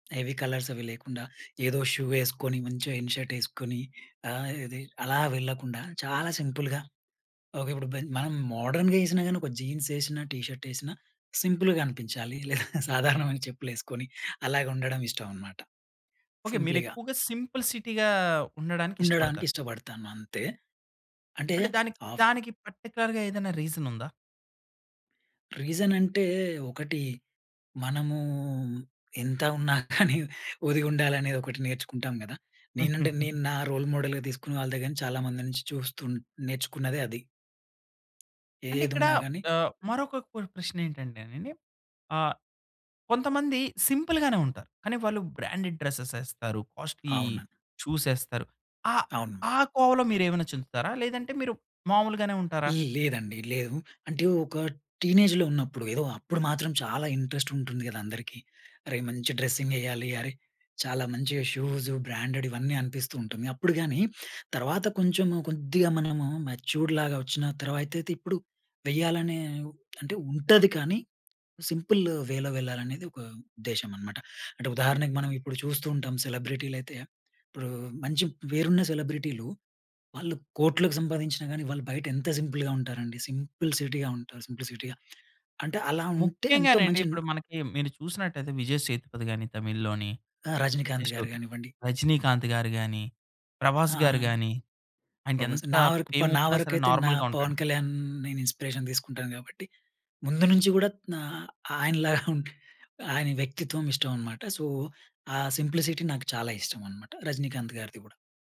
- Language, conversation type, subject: Telugu, podcast, మీ సంస్కృతి మీ వ్యక్తిగత శైలిపై ఎలా ప్రభావం చూపిందని మీరు భావిస్తారు?
- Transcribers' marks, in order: in English: "హెవీ"; in English: "షూ"; in English: "ఇన్ షర్ట్"; in English: "సింపుల్‌గా"; in English: "మోడ్రన్‌గా"; in English: "టీ షర్ట్"; in English: "సింపుల్‌గా"; laughing while speaking: "లేదా సాధారణమైన చెప్పులు వేసుకొని"; in English: "సింపుల్‌గా"; in English: "సింపుల్ సిటీగా"; in English: "పర్టిక్యులర్‌గా"; chuckle; in English: "రోల్ మోడల్‌గా"; giggle; in English: "బ్రాండెడ్ డ్రెస్సెస్"; in English: "కాస్ట్‌లి"; in English: "టీనేజ్‌లో"; "అయితే" said as "అయితేతే"; tapping; swallow; in English: "వేలో"; "పేరున్న" said as "వేరున్న"; in English: "సింపుల్‌గా"; in English: "సింప్లిసిటీ‌గా"; lip smack; in English: "నార్మల్‌గా"; chuckle; in English: "సో"; in English: "సింప్లిసిటీ"